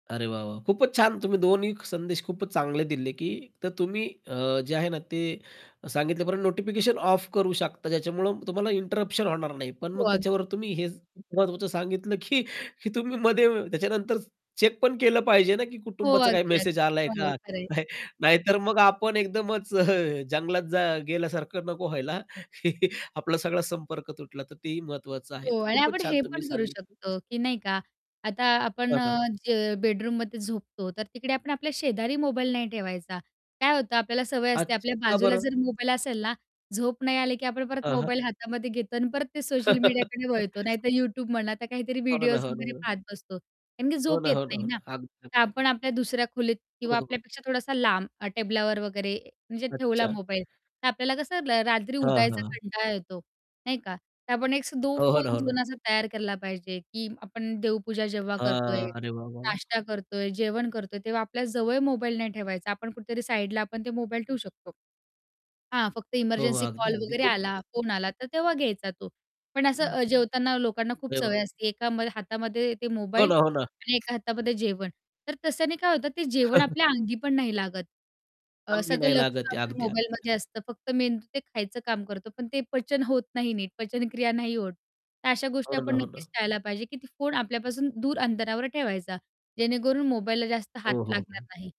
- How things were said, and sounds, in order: in English: "इंटरप्शन"; static; other background noise; laughing while speaking: "की तुम्ही मध्ये त्याच्यानंतर चेक … का किंवा काय"; chuckle; chuckle; tapping; laugh; distorted speech; in English: "झोन"; chuckle
- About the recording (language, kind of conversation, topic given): Marathi, podcast, डिजिटल डिटॉक्स सुरू करण्यासाठी मी कोणत्या दोन-तीन सोप्या गोष्टी ताबडतोब करू शकतो?